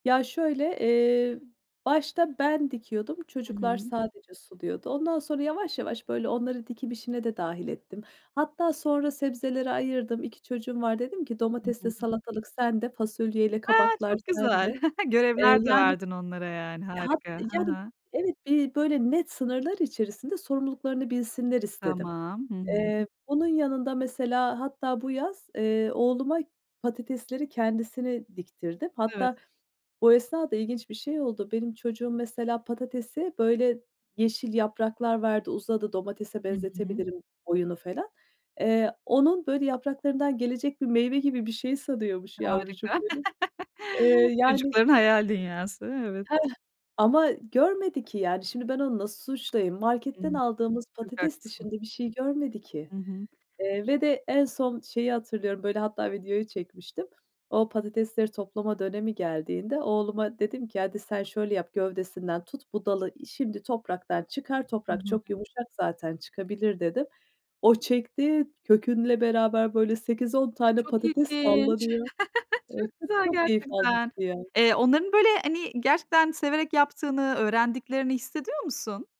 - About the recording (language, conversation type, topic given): Turkish, podcast, Bir bahçeyle ilgilenmek sana hangi sorumlulukları öğretti?
- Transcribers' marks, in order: tapping; other background noise; chuckle; chuckle; other noise; chuckle; laughing while speaking: "Çok güzel gerçekten"